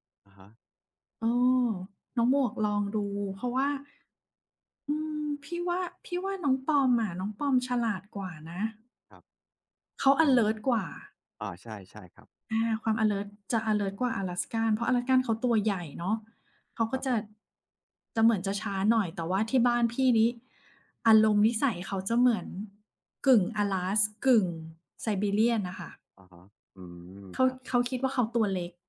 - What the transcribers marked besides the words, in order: tapping
- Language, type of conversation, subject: Thai, unstructured, สัตว์เลี้ยงทำให้ชีวิตของคุณเปลี่ยนแปลงไปอย่างไรบ้าง?
- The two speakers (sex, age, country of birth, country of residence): female, 45-49, Thailand, Thailand; male, 30-34, Thailand, Thailand